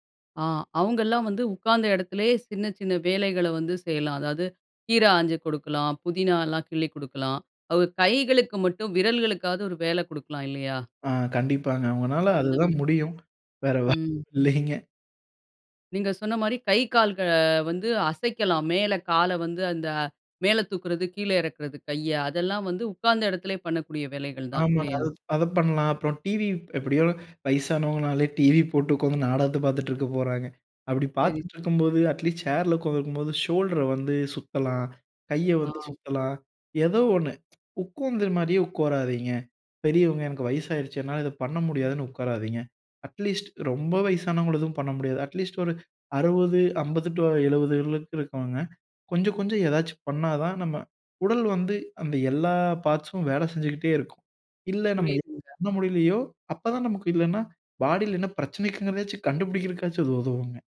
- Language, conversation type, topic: Tamil, podcast, ஒவ்வொரு நாளும் உடற்பயிற்சி பழக்கத்தை எப்படி தொடர்ந்து வைத்துக்கொள்கிறீர்கள்?
- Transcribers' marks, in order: anticipating: "விரல்களுக்காவது ஒரு வேலை கொடுக்கலாம் இல்லையா?"; laughing while speaking: "வேற வ இல்லைங்க"; other noise; laughing while speaking: "வயசானவங்கனாலே டிவி போட்டு உக்காந்து நாடகத்த பார்த்துட்டு இருக்க போறாங்க"; in English: "அட்லீஸ்ட்"; in English: "ஷோல்டர"; tsk; in English: "அட்லீஸ்ட்"; in English: "அட்லீஸ்ட்"; drawn out: "எல்லா"; in English: "பார்ட்ஸும்"